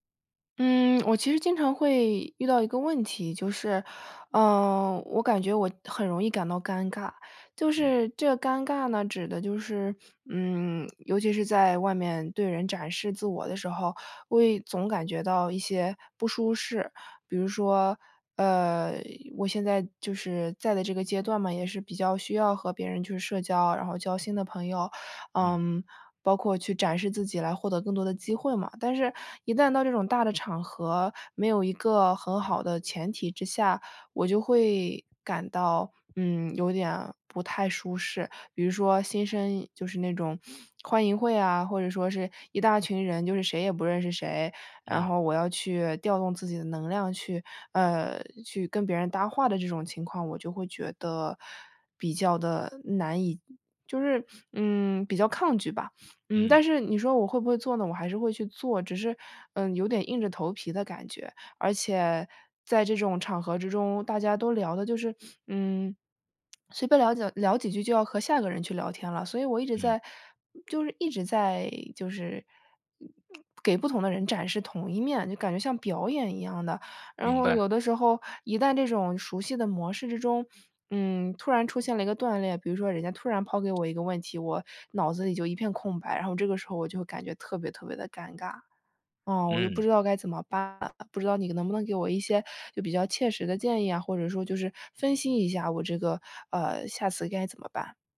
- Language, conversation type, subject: Chinese, advice, 社交场合出现尴尬时我该怎么做？
- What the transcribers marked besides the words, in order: none